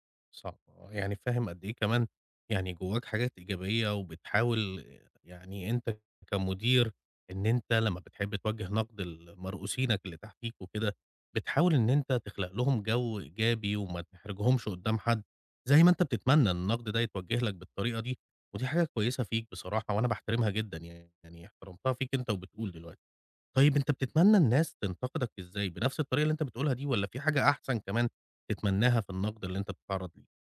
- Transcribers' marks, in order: none
- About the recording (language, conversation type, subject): Arabic, advice, إزاي حسّيت بعد ما حد انتقدك جامد وخلاك تتأثر عاطفيًا؟